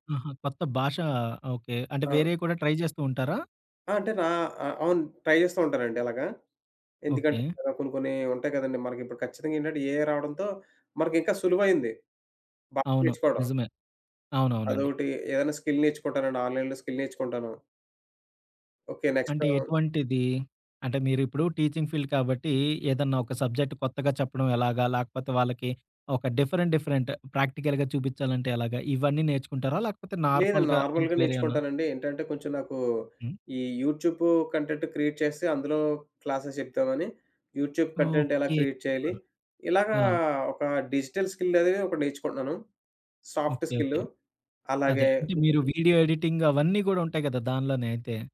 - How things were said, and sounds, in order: in English: "ట్రై"; in English: "ట్రై"; in English: "ఏఐ"; in English: "స్కిల్"; in English: "ఆన్‌లైన్‌లో స్కిల్"; in English: "నెక్స్ట్"; in English: "టీచింగ్ ఫీల్డ్"; in English: "సబ్జెక్ట్"; in English: "డిఫరెంట్ డిఫరెంట్ ప్రాక్టికల్‌గా"; in English: "నార్మల్‌గా"; in English: "నార్మల్‌గా"; in English: "యూట్యూబ్ కంటెంట్ క్రియేట్"; in English: "క్లాసెస్"; in English: "యూట్యూబ్ కంటెంట్"; in English: "క్రియేట్"; in English: "డిజిటల్ స్కిల్"; in English: "సాఫ్ట్"; in English: "ఎడిటింగ్"
- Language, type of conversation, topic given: Telugu, podcast, స్వయంగా నేర్చుకోవడానికి మీ రోజువారీ అలవాటు ఏమిటి?